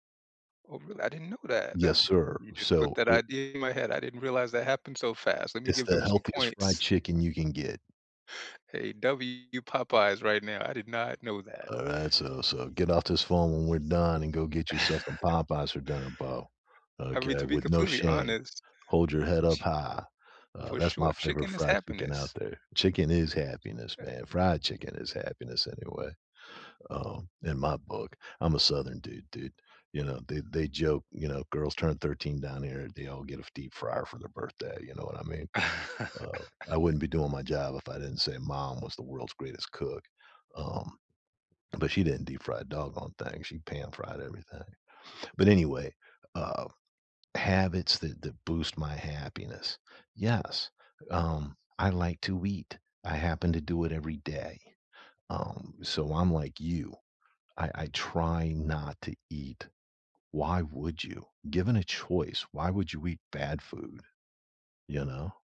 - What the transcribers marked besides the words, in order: tapping; other background noise; chuckle; chuckle
- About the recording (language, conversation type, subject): English, unstructured, Can you share a habit that boosts your happiness?
- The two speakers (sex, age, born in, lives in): male, 45-49, United States, United States; male, 60-64, United States, United States